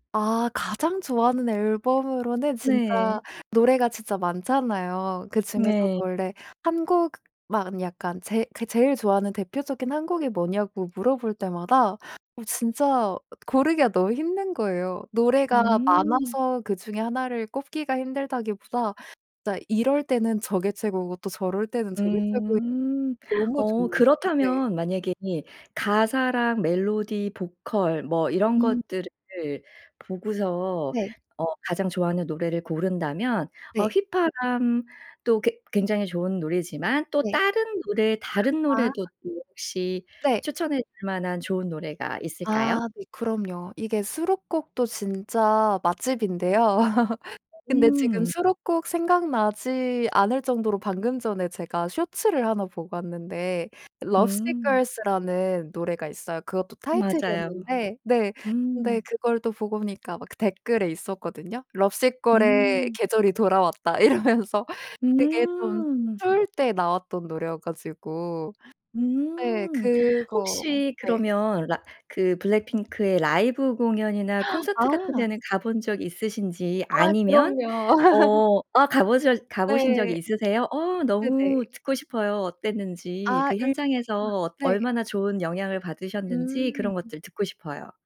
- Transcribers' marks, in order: tapping; other background noise; laugh; put-on voice: "Lovesick Girls"; put-on voice: "Lovesick Girls의"; laughing while speaking: "이러면서"; background speech; gasp; laugh; unintelligible speech
- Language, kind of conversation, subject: Korean, podcast, 좋아하는 가수나 밴드에 대해 이야기해 주실 수 있나요?
- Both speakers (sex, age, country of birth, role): female, 25-29, South Korea, guest; female, 45-49, South Korea, host